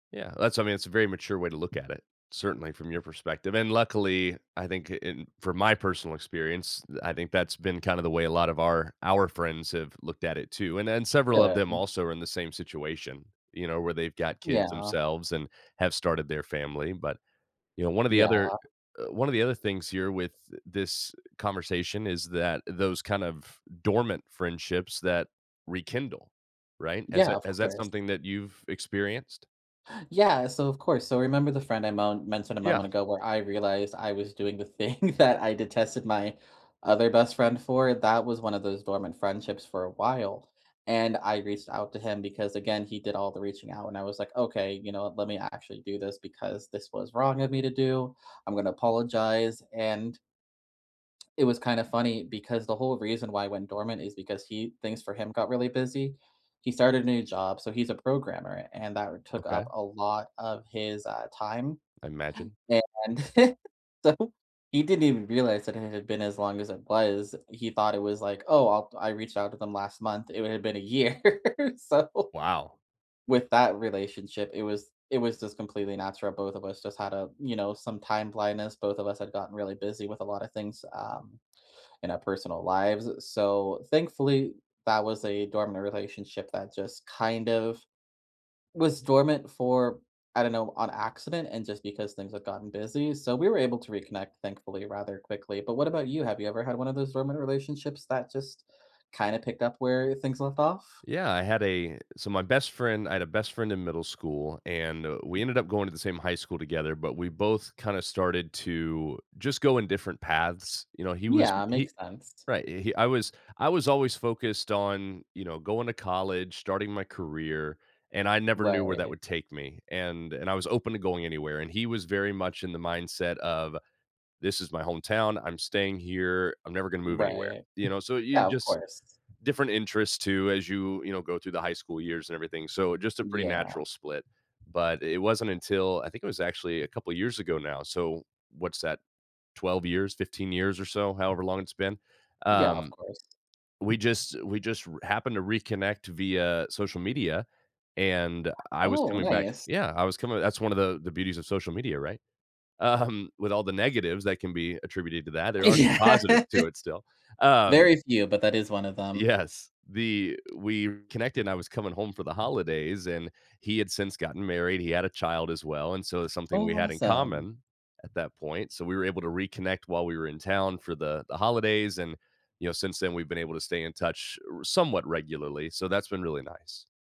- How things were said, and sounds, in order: tapping; other noise; laughing while speaking: "thing"; chuckle; laughing while speaking: "so"; laugh; laughing while speaking: "So"; other background noise; laughing while speaking: "Um"; laughing while speaking: "Yeah"; laughing while speaking: "Yes"
- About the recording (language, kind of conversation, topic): English, unstructured, How do I manage friendships that change as life gets busier?